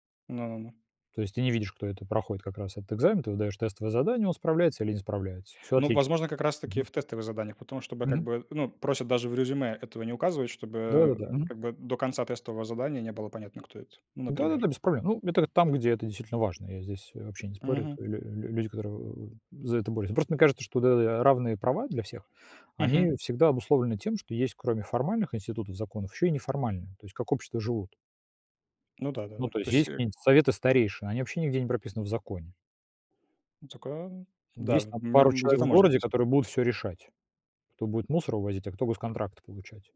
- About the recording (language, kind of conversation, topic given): Russian, unstructured, Почему, по вашему мнению, важно, чтобы у всех были равные права?
- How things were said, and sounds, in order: none